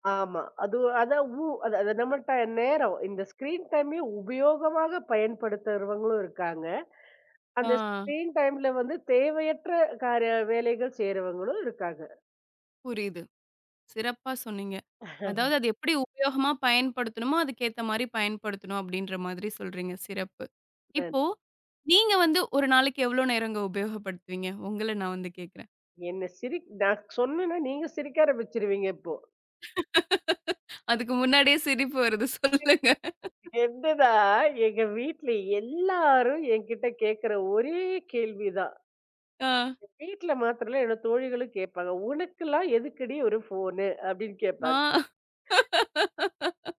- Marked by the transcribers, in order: in English: "ஸ்கிரீன் டைமையும்"; in English: "ஸ்கிரீன் டைம்ல"; chuckle; laugh; unintelligible speech; unintelligible speech; snort; laughing while speaking: "சொல்லுங்க"; unintelligible speech; laugh
- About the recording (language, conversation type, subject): Tamil, podcast, ஸ்கிரீன் நேரத்தை சமநிலையாக வைத்துக்கொள்ள முடியும் என்று நீங்கள் நினைக்கிறீர்களா?